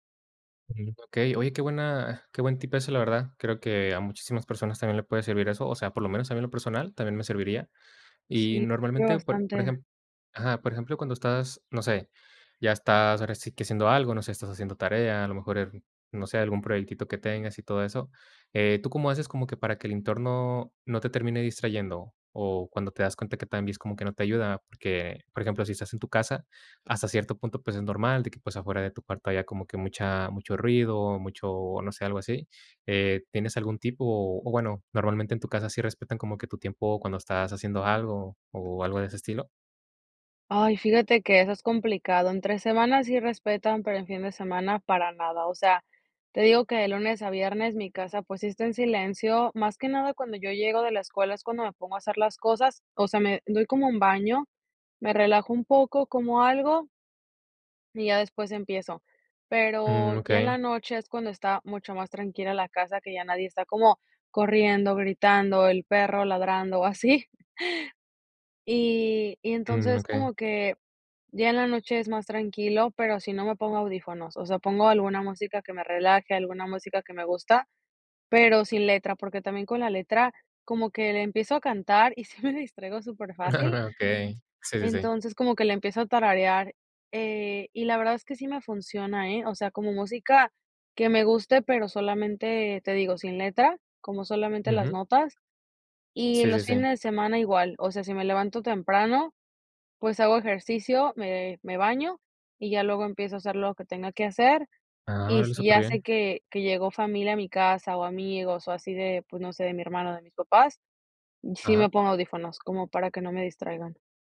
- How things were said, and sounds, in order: chuckle; laughing while speaking: "y sí me distraigo"; chuckle
- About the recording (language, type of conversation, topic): Spanish, podcast, ¿Cómo evitas procrastinar cuando tienes que producir?